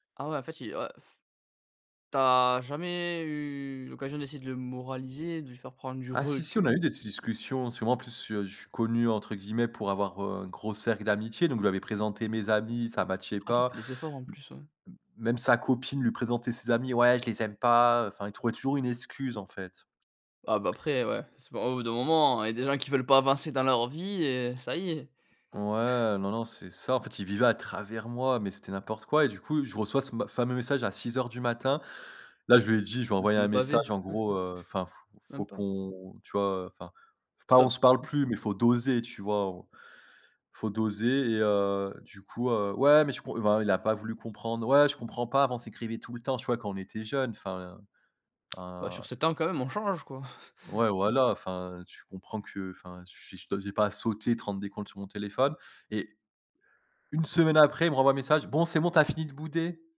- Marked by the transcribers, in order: blowing; other background noise; put-on voice: "ouais je les aime pas"; tapping; chuckle; chuckle; unintelligible speech; stressed: "doser"; chuckle
- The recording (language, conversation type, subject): French, podcast, Comment les réseaux sociaux modèlent-ils nos amitiés aujourd’hui ?